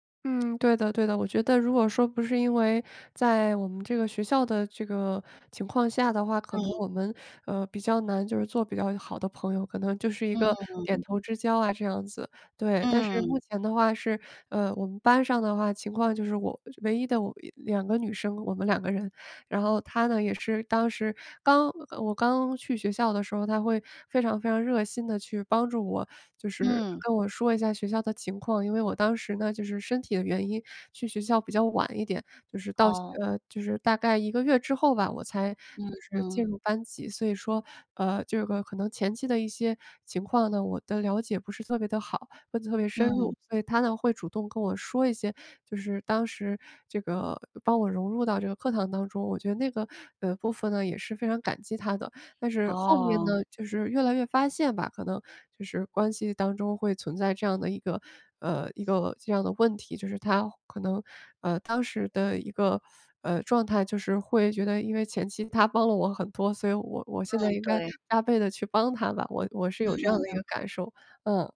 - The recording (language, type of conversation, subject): Chinese, advice, 我如何在一段消耗性的友谊中保持自尊和自我价值感？
- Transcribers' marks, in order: none